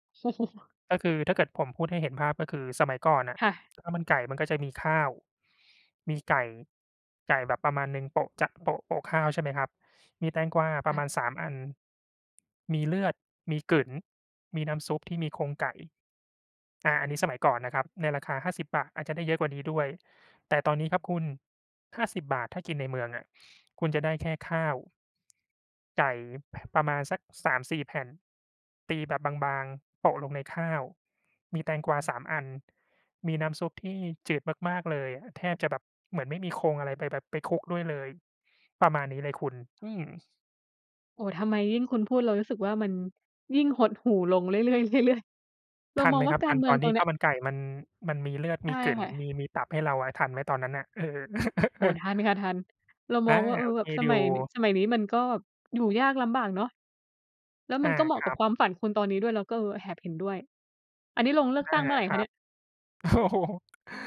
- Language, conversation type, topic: Thai, unstructured, ถ้าคุณได้เลือกทำงานในฝัน คุณอยากทำงานอะไร?
- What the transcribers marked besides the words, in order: chuckle; chuckle; other background noise; laughing while speaking: "โอ้"